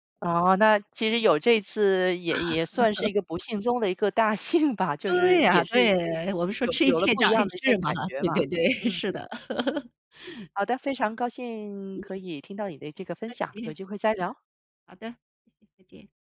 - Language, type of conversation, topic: Chinese, podcast, 航班被取消后，你有没有临时调整行程的经历？
- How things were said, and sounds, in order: laughing while speaking: "幸"; chuckle; laugh